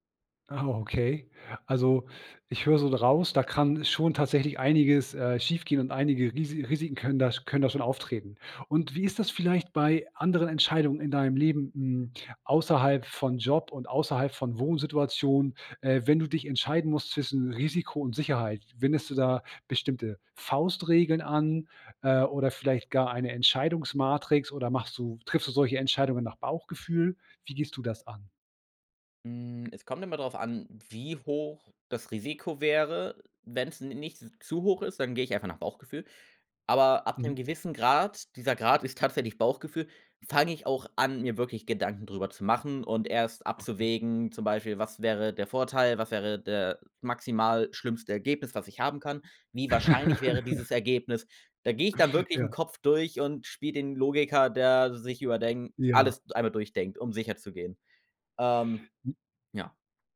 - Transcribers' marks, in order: joyful: "Ah, okay"; other background noise; giggle; unintelligible speech
- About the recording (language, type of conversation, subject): German, podcast, Wann gehst du lieber ein Risiko ein, als auf Sicherheit zu setzen?